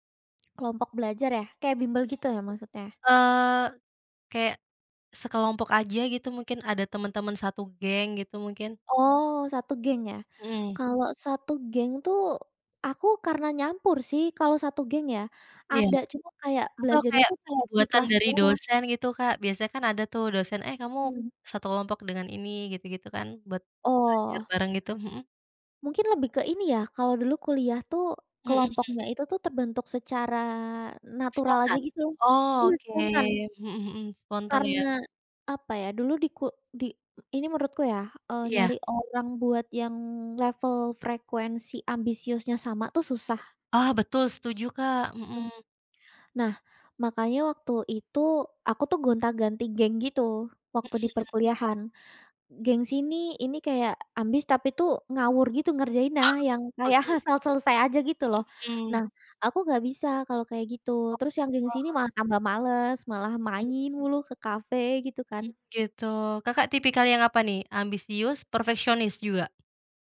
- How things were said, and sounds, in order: tapping; laughing while speaking: "Oh"; other background noise
- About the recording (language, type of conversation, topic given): Indonesian, podcast, Bagaimana pengalamanmu belajar bersama teman atau kelompok belajar?